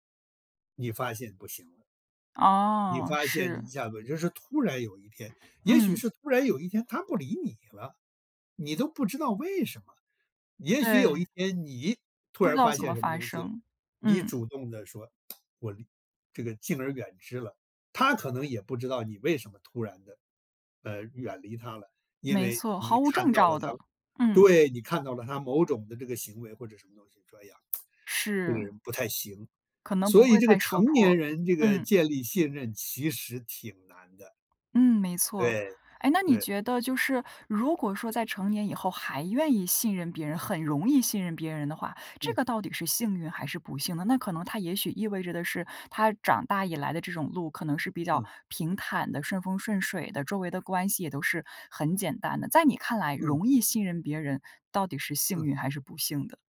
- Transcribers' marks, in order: other background noise; tapping; "征兆" said as "症兆"
- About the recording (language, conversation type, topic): Chinese, podcast, 你觉得信任是怎么一步步建立的？